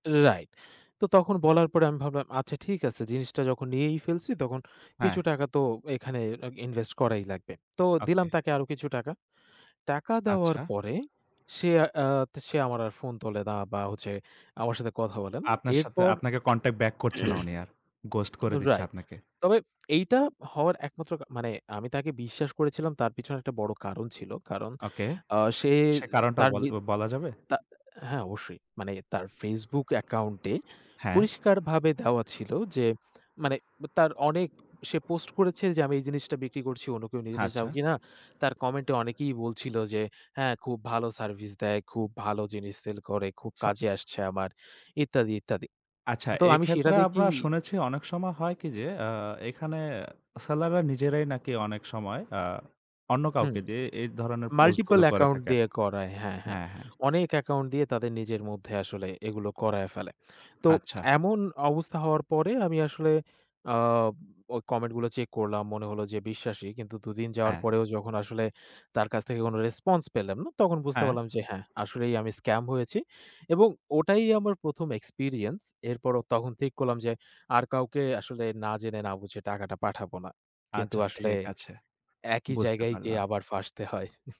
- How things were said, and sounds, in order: tapping; throat clearing; lip smack; lip smack; chuckle
- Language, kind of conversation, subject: Bengali, podcast, অনলাইন প্রতারণা শনাক্ত করতে আপনি কোন কোন লক্ষণের দিকে খেয়াল করেন?
- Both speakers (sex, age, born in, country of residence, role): male, 20-24, Bangladesh, Bangladesh, guest; male, 20-24, Bangladesh, Bangladesh, host